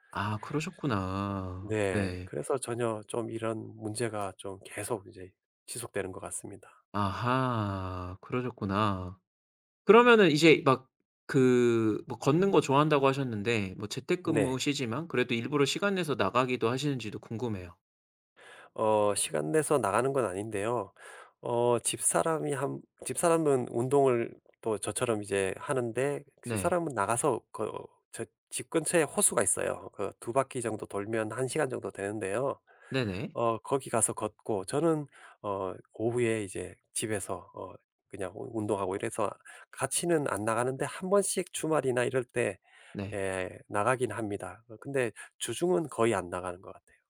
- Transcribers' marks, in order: tapping
- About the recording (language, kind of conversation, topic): Korean, advice, 바쁜 일정 때문에 규칙적으로 운동하지 못하는 상황을 어떻게 설명하시겠어요?